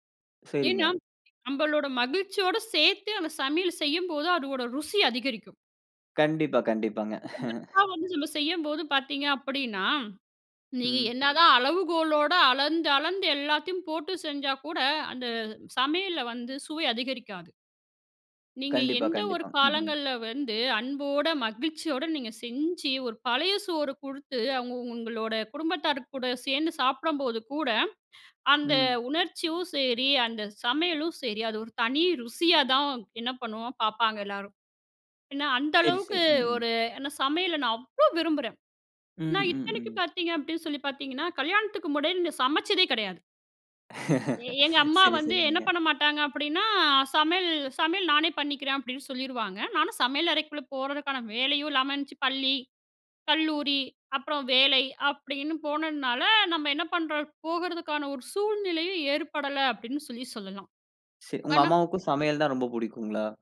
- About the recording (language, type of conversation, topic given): Tamil, podcast, சமையல் செய்யும் போது உங்களுக்குத் தனி மகிழ்ச்சி ஏற்படுவதற்குக் காரணம் என்ன?
- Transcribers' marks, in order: other background noise; chuckle; other noise; laugh